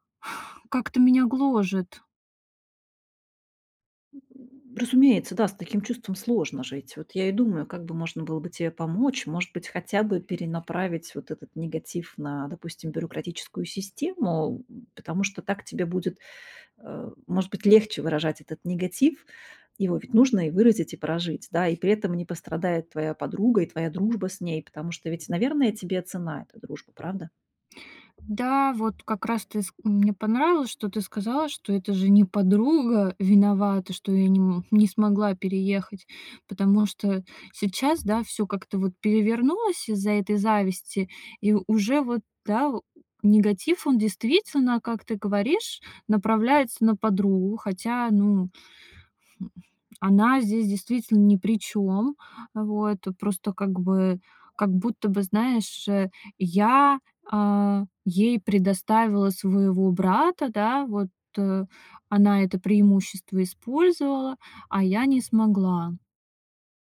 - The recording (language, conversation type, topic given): Russian, advice, Почему я завидую успехам друга в карьере или личной жизни?
- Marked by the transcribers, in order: tapping